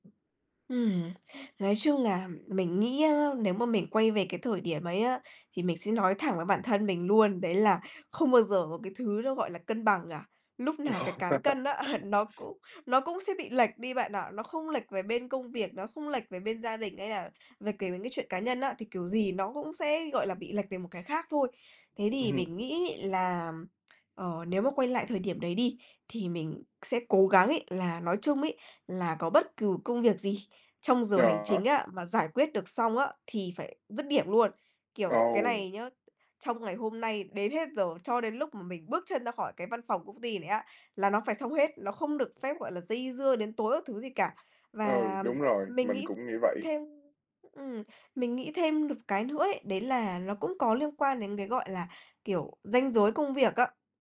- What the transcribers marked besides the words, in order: tapping; laugh; laughing while speaking: "á"; laughing while speaking: "Ừm"; unintelligible speech; other background noise
- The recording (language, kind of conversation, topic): Vietnamese, podcast, Kinh nghiệm đi làm lần đầu của bạn như thế nào?